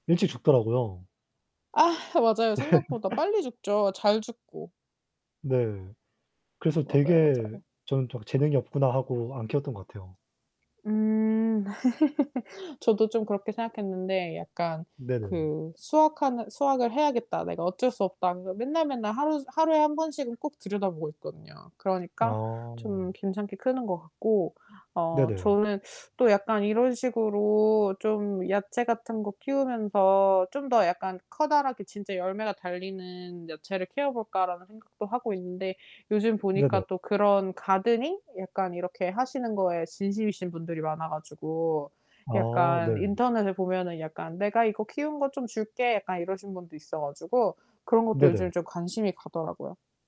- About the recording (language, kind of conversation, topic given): Korean, unstructured, 취미 활동을 통해 새로운 사람들을 만난 적이 있나요?
- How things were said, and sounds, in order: laugh; other background noise; laugh; distorted speech